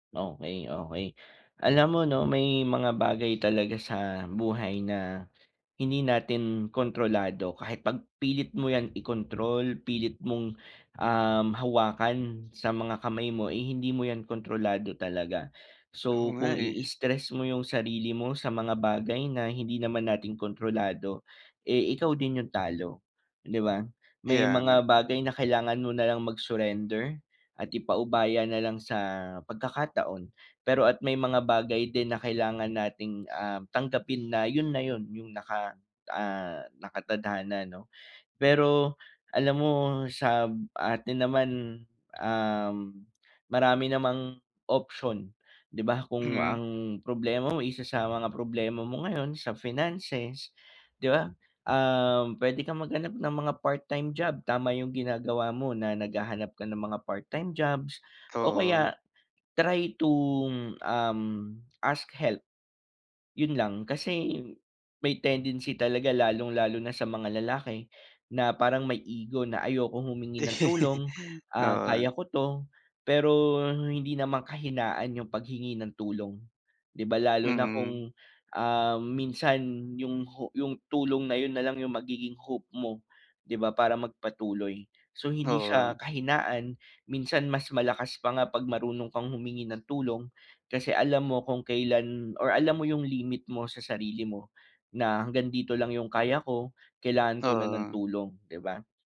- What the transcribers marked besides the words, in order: in English: "tendency"; laugh
- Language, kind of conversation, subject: Filipino, advice, Paano ko matatanggap ang mga bagay na hindi ko makokontrol?